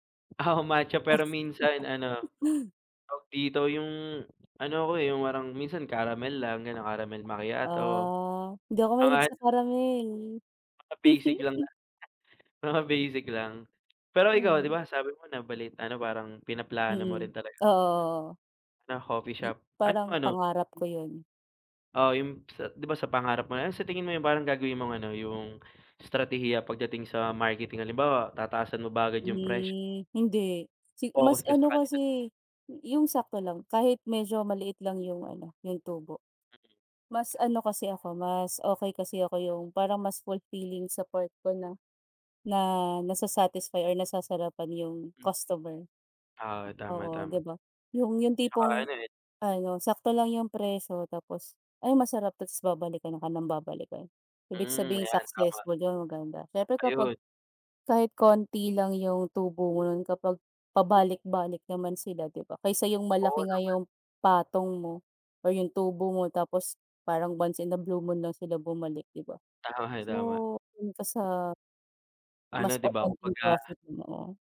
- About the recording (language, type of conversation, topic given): Filipino, unstructured, Ano ang palagay mo sa sobrang pagtaas ng presyo ng kape sa mga sikat na kapihan?
- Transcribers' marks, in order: laughing while speaking: "Oo"; laugh; laugh